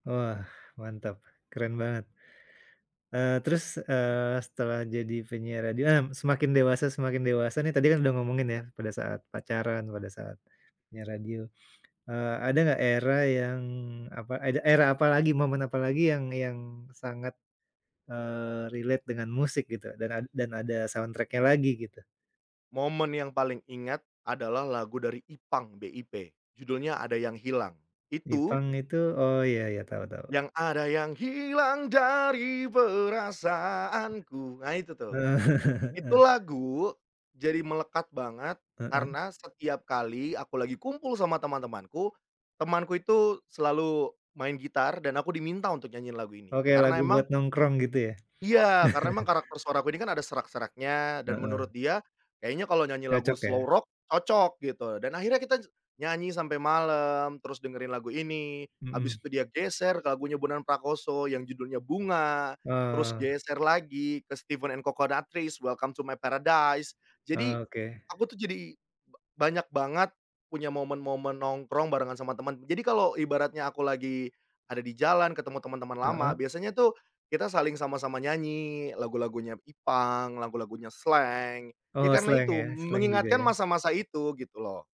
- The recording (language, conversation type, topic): Indonesian, podcast, Bagaimana musik dapat membangkitkan kembali ingatan tertentu dengan cepat?
- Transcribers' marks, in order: in English: "relate"; in English: "soundtrack-nya"; singing: "Yang ada yang hilang dari perasaanku"; other background noise; chuckle; chuckle